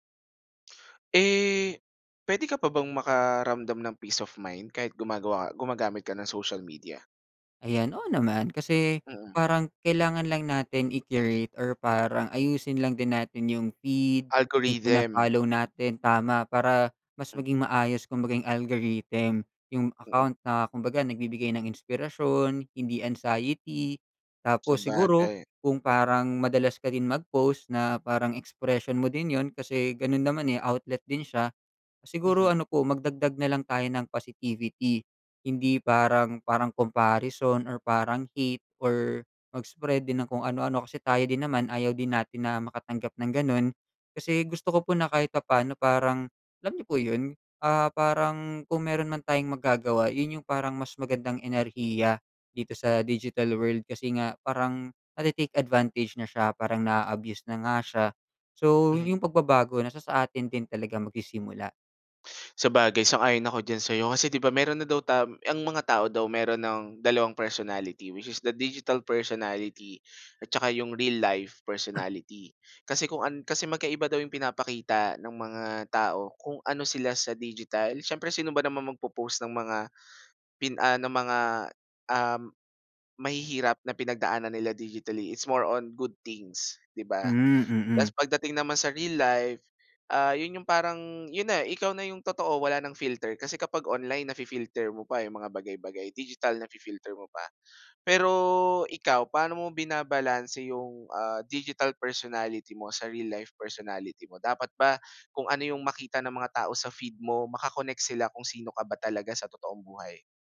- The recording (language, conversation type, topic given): Filipino, podcast, Ano ang papel ng midyang panlipunan sa pakiramdam mo ng pagkakaugnay sa iba?
- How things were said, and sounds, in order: tapping; in English: "Algorithm"; in English: "algorithm"; other background noise; in English: "which is the digital personality"; in English: "it's more on good things"